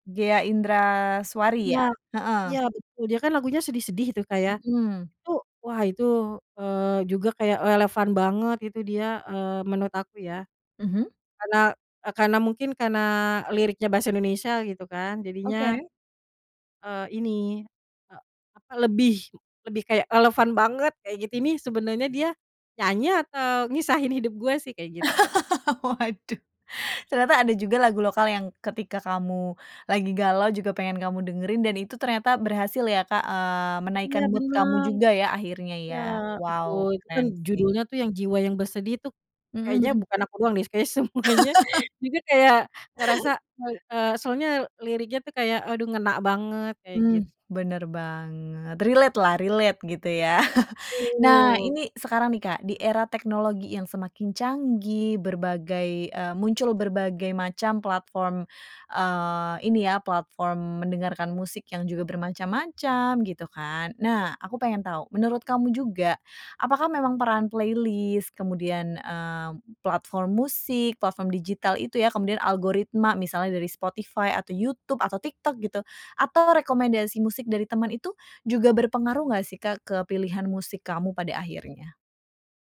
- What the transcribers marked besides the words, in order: laugh; laughing while speaking: "Waduh"; in English: "mood"; laughing while speaking: "semuanya juga kayak"; laugh; in English: "Relate"; in English: "relate"; chuckle; in English: "playlist"
- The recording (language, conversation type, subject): Indonesian, podcast, Bagaimana perubahan suasana hatimu memengaruhi musik yang kamu dengarkan?